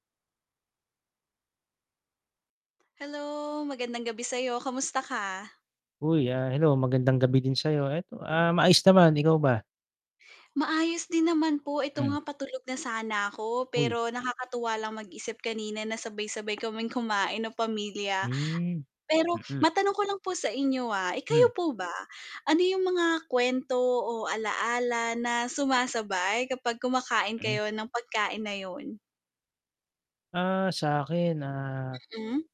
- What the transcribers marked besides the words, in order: static; other background noise; tapping
- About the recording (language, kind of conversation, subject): Filipino, unstructured, Anong pagkain ang pinakamasaya mong kainin kasama ang pamilya?